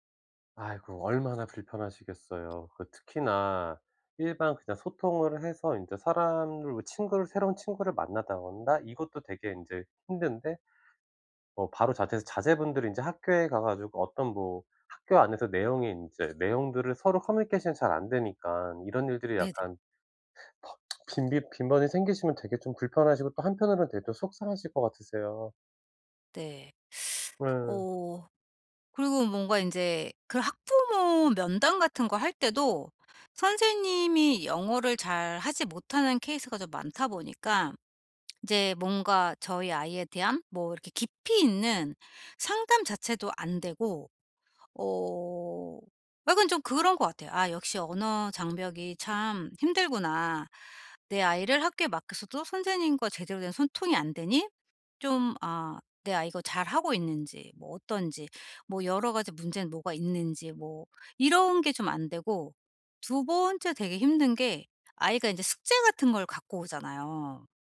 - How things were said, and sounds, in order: tapping; lip smack; teeth sucking; other background noise
- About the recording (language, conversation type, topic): Korean, advice, 새로운 나라에서 언어 장벽과 문화 차이에 어떻게 잘 적응할 수 있나요?